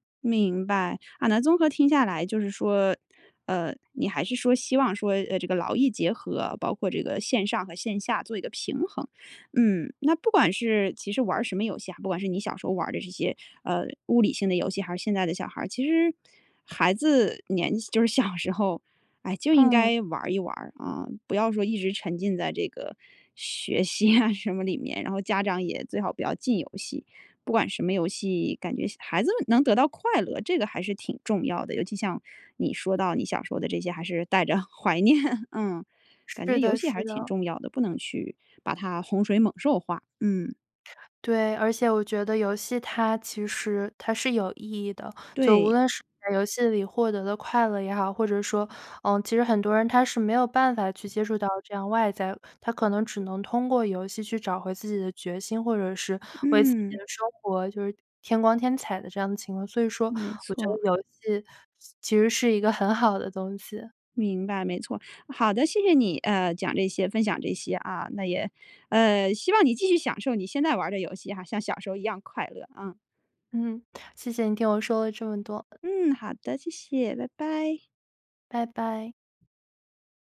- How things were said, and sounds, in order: laughing while speaking: "小时候"; chuckle; laughing while speaking: "带着怀念"; other background noise
- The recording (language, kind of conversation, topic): Chinese, podcast, 你小时候最喜欢玩的游戏是什么？